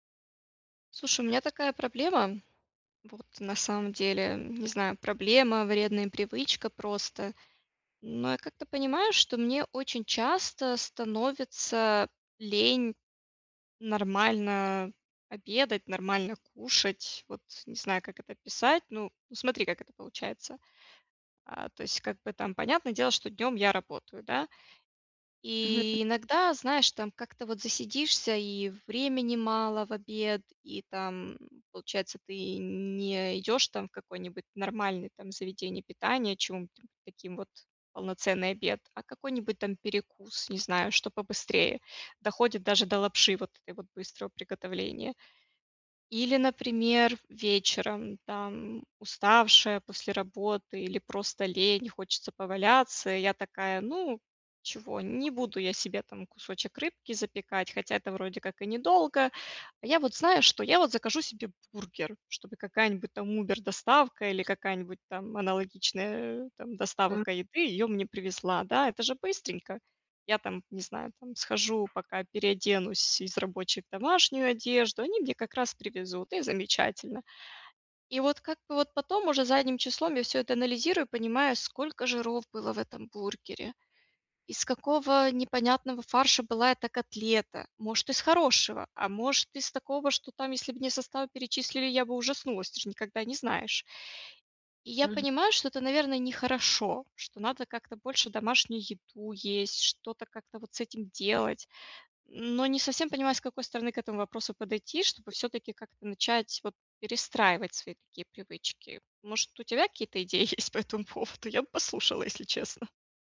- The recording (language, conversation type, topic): Russian, advice, Как сформировать устойчивые пищевые привычки и сократить потребление обработанных продуктов?
- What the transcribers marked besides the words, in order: unintelligible speech; unintelligible speech; alarm; laughing while speaking: "есть по этому поводу? Я бы послушала, если честно"